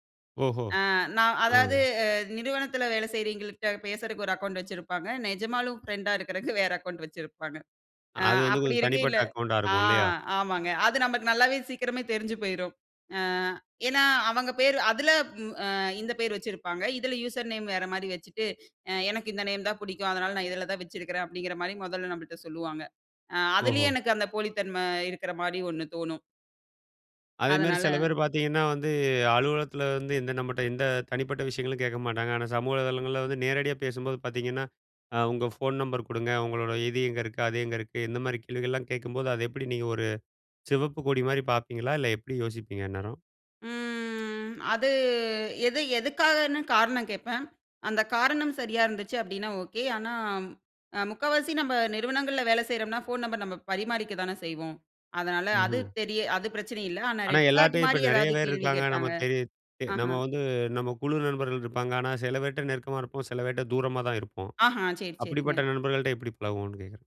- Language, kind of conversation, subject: Tamil, podcast, நேசத்தை நேரில் காட்டுவது, இணையத்தில் காட்டுவதிலிருந்து எப்படி வேறுபடுகிறது?
- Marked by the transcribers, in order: laughing while speaking: "இருக்கிறதுக்கு"; in English: "யூசர் நேம்"; drawn out: "ம்"; in English: "ரெட் ஃபிளாக்"